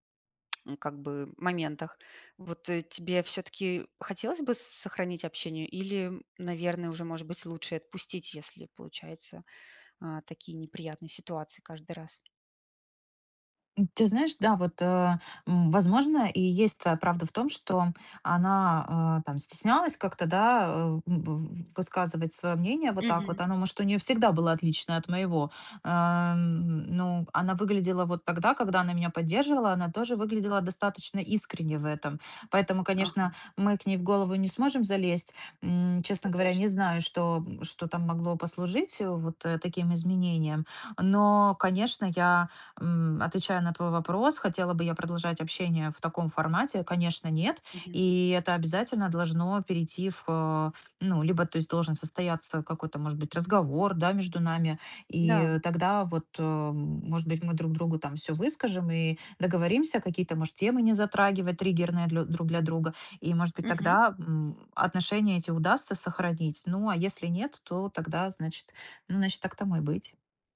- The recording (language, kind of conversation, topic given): Russian, advice, Как обсудить с другом разногласия и сохранить взаимное уважение?
- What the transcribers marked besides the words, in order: tapping; other background noise